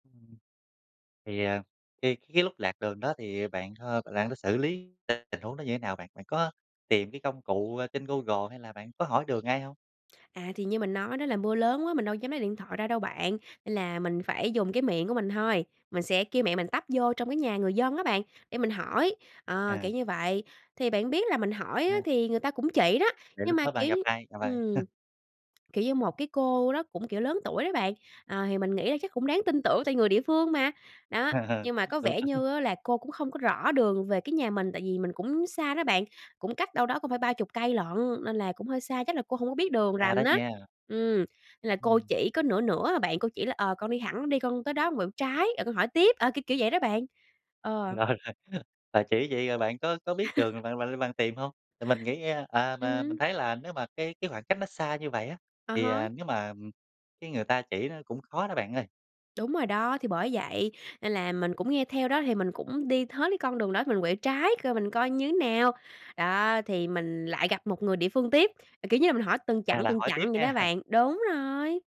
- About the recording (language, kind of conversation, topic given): Vietnamese, podcast, Bạn có thể kể về một lần bạn bị lạc đường và đã xử lý như thế nào không?
- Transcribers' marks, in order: tapping; other background noise; chuckle; chuckle; laughing while speaking: "đúng"; laughing while speaking: "Rồi, rồi"; chuckle; chuckle